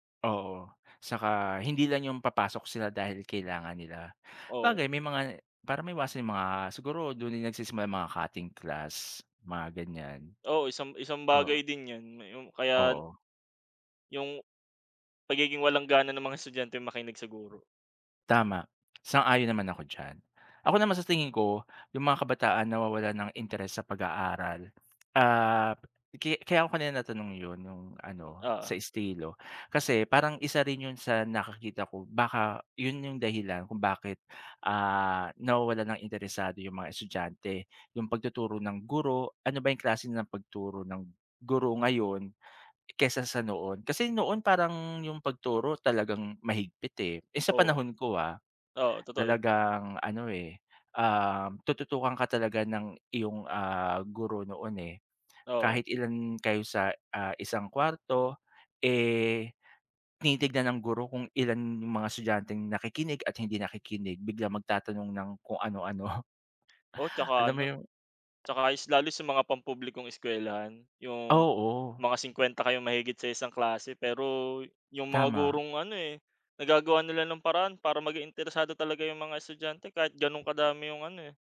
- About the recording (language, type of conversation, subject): Filipino, unstructured, Bakit kaya maraming kabataan ang nawawalan ng interes sa pag-aaral?
- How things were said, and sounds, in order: other background noise; tapping; laughing while speaking: "ano-ano"; lip trill